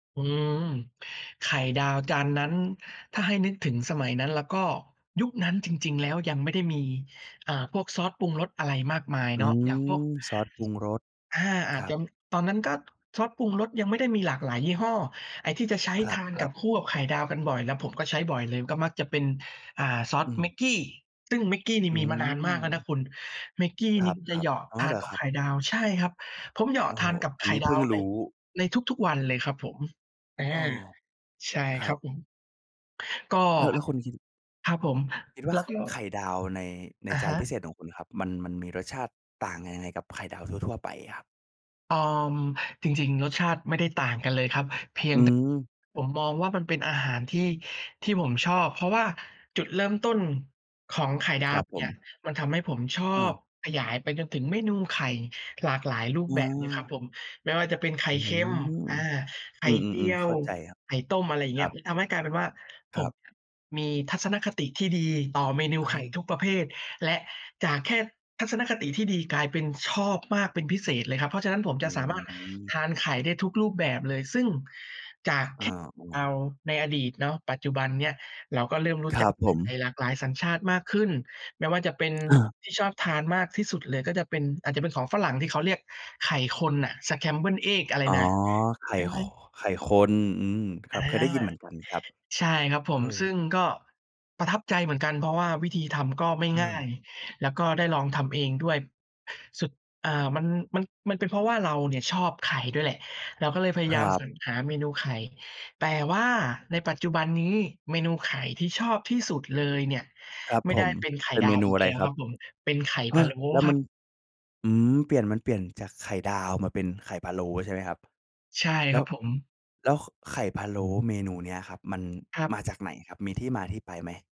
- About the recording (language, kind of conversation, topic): Thai, podcast, อาหารที่คุณเติบโตมากับมันมีความหมายต่อคุณอย่างไร?
- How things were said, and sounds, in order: other background noise; in English: "scrambled eggs"; unintelligible speech